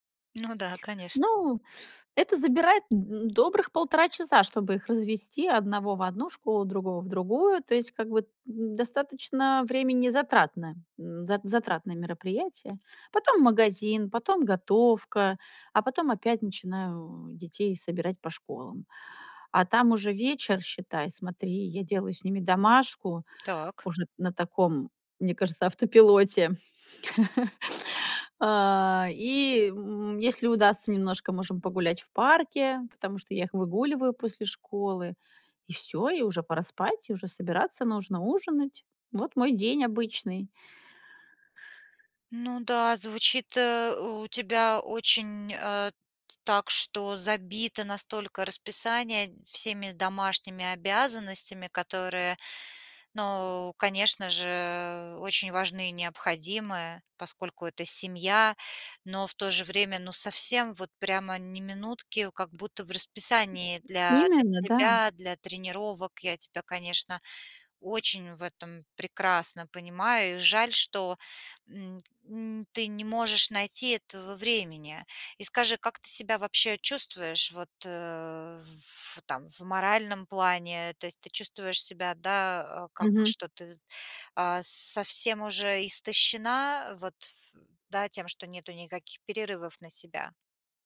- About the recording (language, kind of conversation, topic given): Russian, advice, Как справляться с семейными обязанностями, чтобы регулярно тренироваться, высыпаться и вовремя питаться?
- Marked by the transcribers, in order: tapping; teeth sucking; other background noise; chuckle